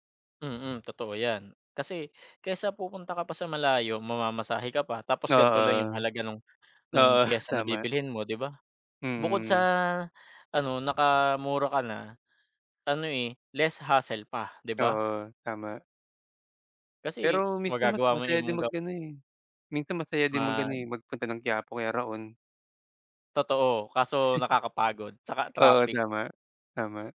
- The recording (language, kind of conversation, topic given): Filipino, unstructured, Ano ang pinakamagandang karanasan mo sa paggamit ng teknolohiya?
- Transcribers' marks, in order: laughing while speaking: "Oo"; chuckle